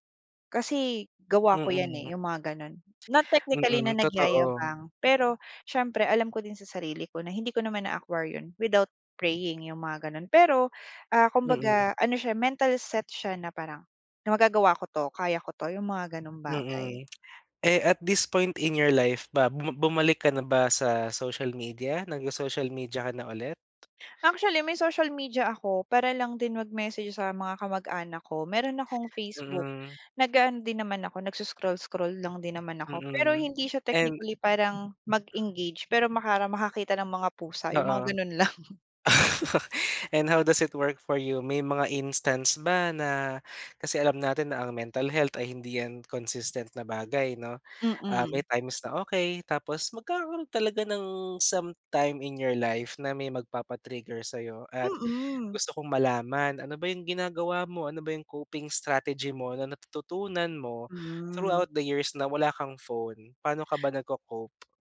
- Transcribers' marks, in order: other background noise; tongue click; tapping; laugh; in English: "And how does it work for you?"; laughing while speaking: "lang"; in English: "coping strategy"
- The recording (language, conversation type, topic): Filipino, podcast, Paano mo inaalagaan ang kalusugan ng isip mo araw-araw?